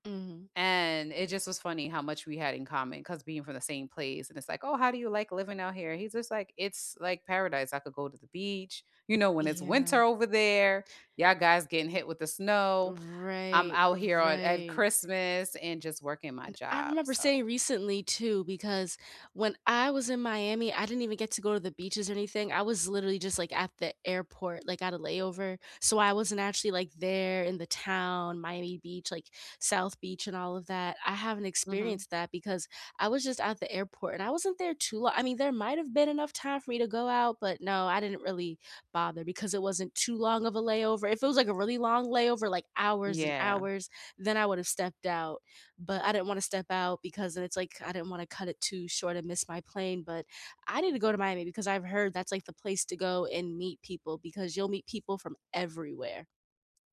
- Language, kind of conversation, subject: English, unstructured, Have you ever made a new friend while on a trip?
- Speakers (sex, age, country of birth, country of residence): female, 35-39, United States, United States; female, 45-49, United States, United States
- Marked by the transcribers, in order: other background noise